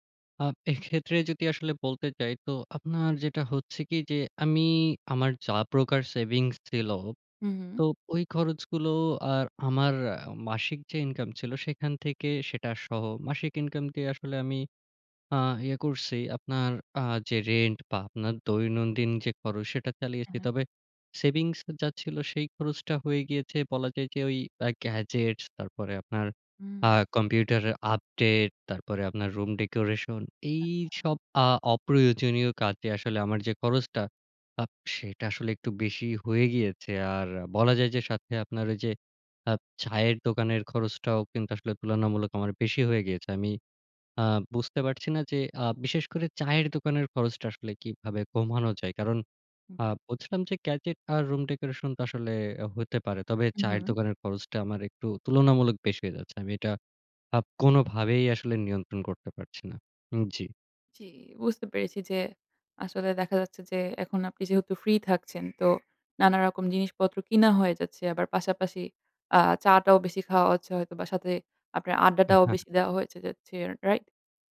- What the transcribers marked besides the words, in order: in English: "রেন্ট"; other background noise
- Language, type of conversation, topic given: Bengali, advice, আপনার আর্থিক অনিশ্চয়তা নিয়ে ক্রমাগত উদ্বেগের অভিজ্ঞতা কেমন?